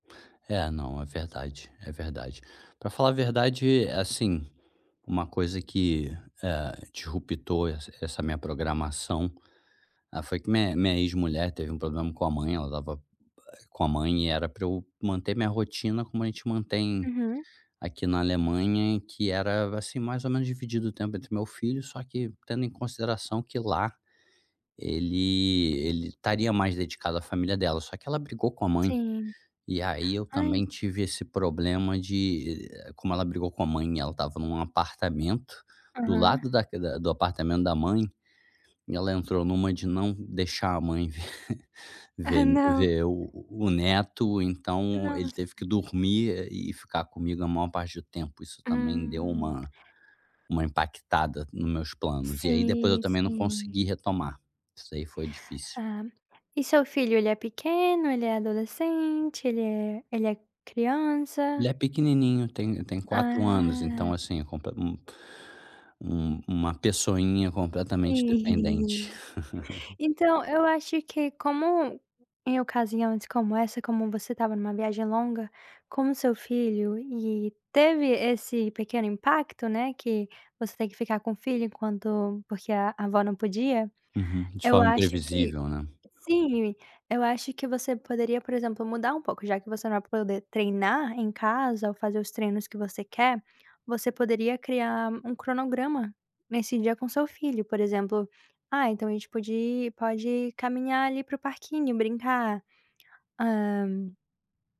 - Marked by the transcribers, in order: gasp; tapping; chuckle; other background noise; drawn out: "Sim"; laugh
- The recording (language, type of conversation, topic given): Portuguese, advice, Dificuldade em manter o treino durante viagens e mudanças de rotina